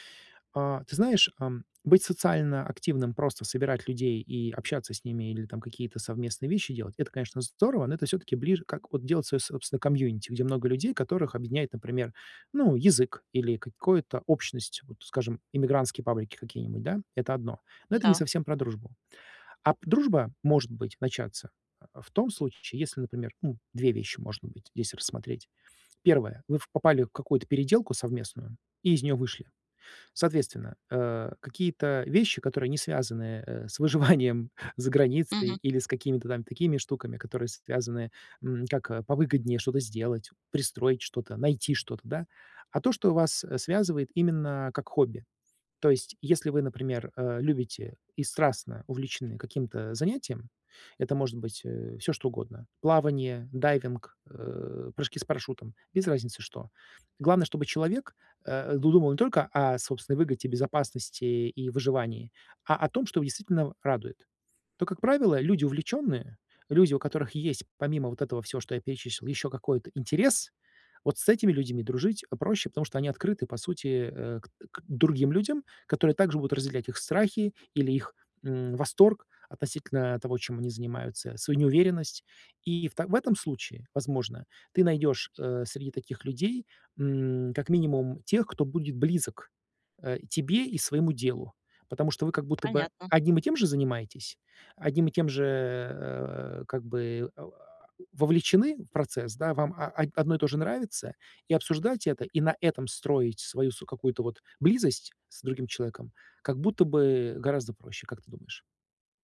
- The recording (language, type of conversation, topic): Russian, advice, Как мне найти новых друзей во взрослом возрасте?
- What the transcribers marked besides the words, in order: tapping; laughing while speaking: "выживанием"; other background noise